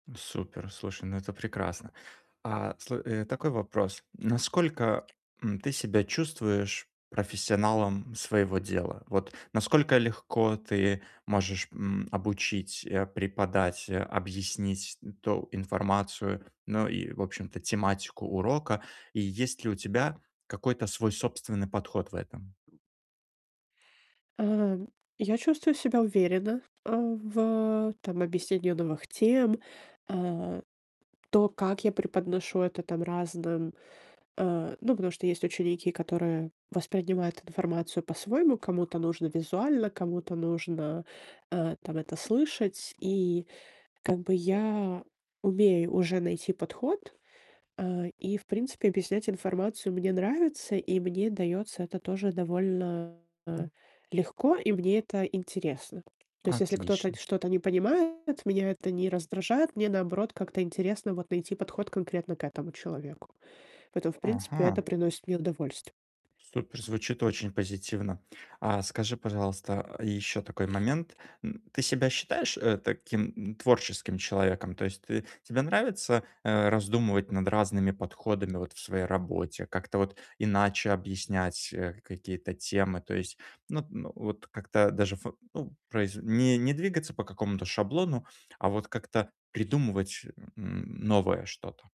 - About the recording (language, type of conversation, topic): Russian, advice, Как сократить регулярные ежемесячные расходы, не теряя качества жизни и привычного комфорта?
- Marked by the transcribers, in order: tapping; other background noise; distorted speech